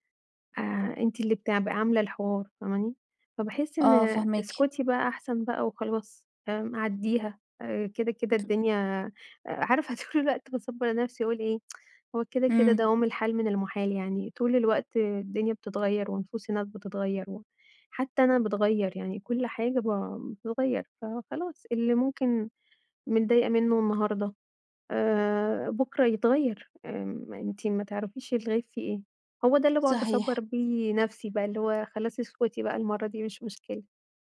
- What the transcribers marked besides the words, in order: unintelligible speech; laughing while speaking: "طول"; tsk
- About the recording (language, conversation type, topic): Arabic, advice, إزاي أبطل أتجنب المواجهة عشان بخاف أفقد السيطرة على مشاعري؟